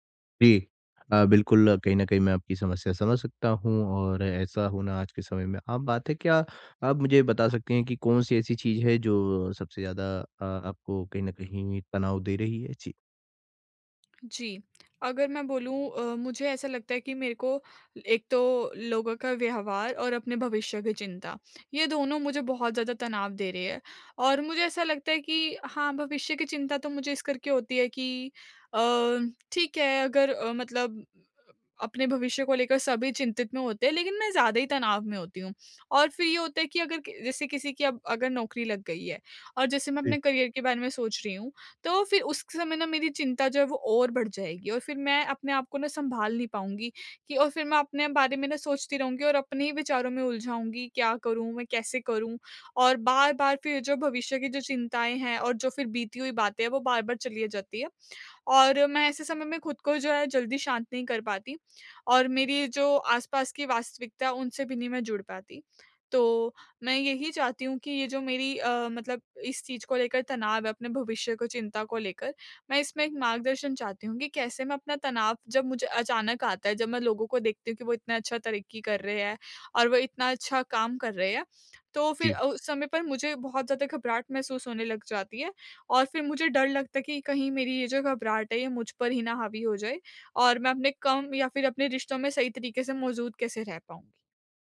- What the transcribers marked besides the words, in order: tapping; in English: "करियर"
- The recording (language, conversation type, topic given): Hindi, advice, तनाव अचानक आए तो मैं कैसे जल्दी शांत और उपस्थित रहूँ?